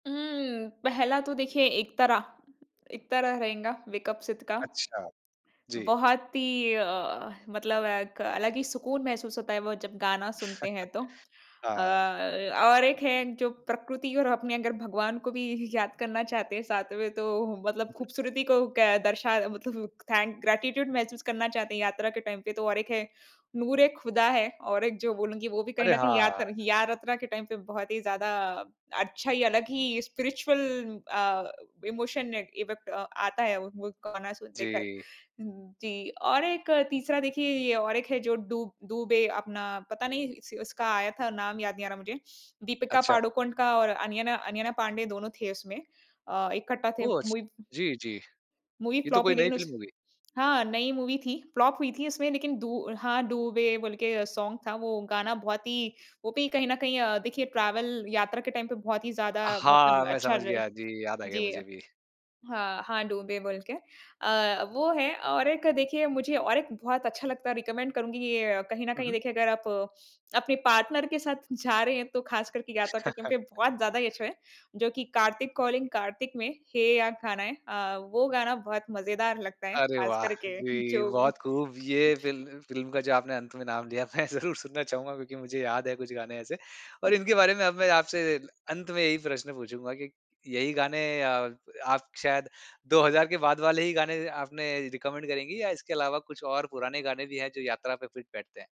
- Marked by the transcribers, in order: chuckle; laughing while speaking: "भी"; in English: "थैंक ग्रैटिट्यूड"; in English: "टाइम"; in English: "टाइम"; in English: "स्पिरिचुअल"; in English: "इमोशन इफेक्ट"; in English: "मूवी"; in English: "मूवी फ्लॉप"; in English: "फ्लॉप"; in English: "सोंग"; in English: "ट्रैवल"; in English: "टाइम"; in English: "रिकमेंड"; in English: "पार्टनर"; chuckle; other background noise; laughing while speaking: "मैं ज़रूर"; in English: "रिकमेंड"; in English: "फिट"
- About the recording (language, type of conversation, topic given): Hindi, podcast, कौन-सा गाना आपको किसी खास यात्रा की याद दिलाता है?